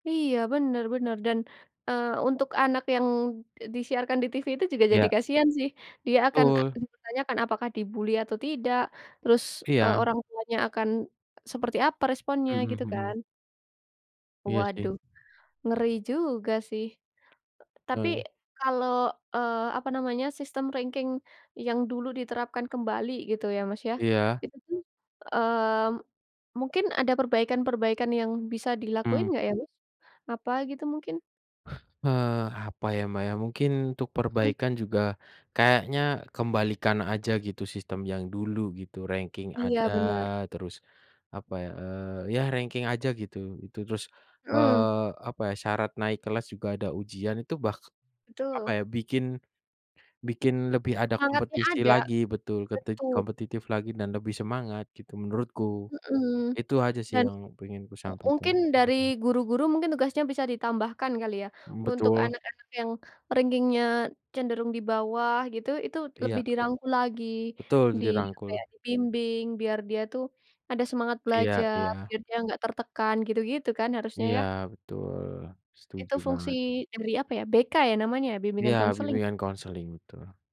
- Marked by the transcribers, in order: in English: "di-bully"; tapping; in English: "ranking"; in English: "ranking"; in English: "ranking"; in English: "ranking-nya"
- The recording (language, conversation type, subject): Indonesian, unstructured, Menurutmu, apa dampak dari sistem peringkat yang sangat kompetitif di sekolah?